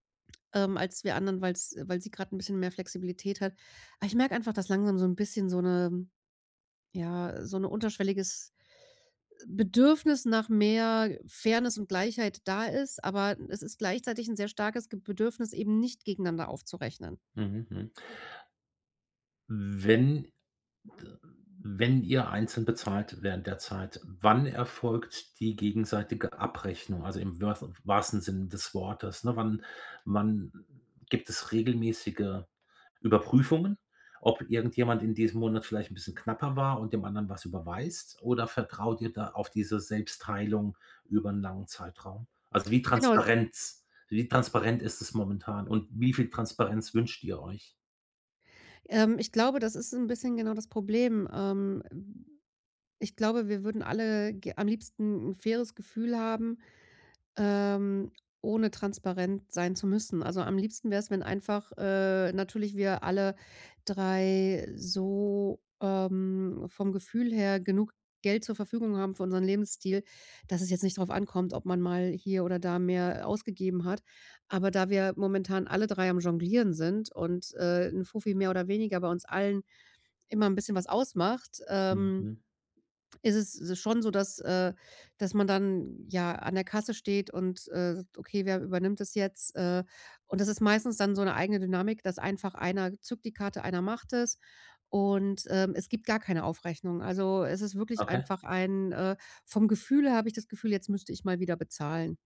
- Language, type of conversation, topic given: German, advice, Wie können wir unsere gemeinsamen Ausgaben fair und klar regeln?
- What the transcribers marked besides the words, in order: tapping; other background noise